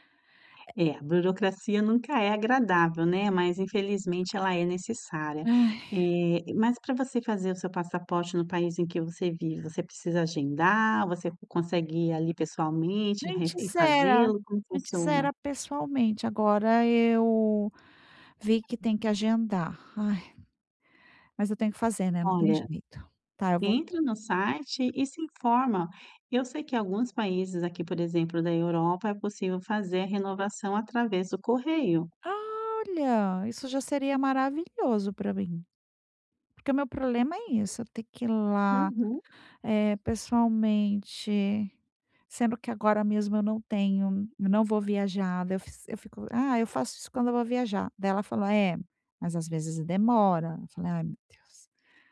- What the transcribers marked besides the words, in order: "exemplo" said as "exempro"
- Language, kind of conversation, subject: Portuguese, advice, Como posso organizar minhas prioridades quando tudo parece urgente demais?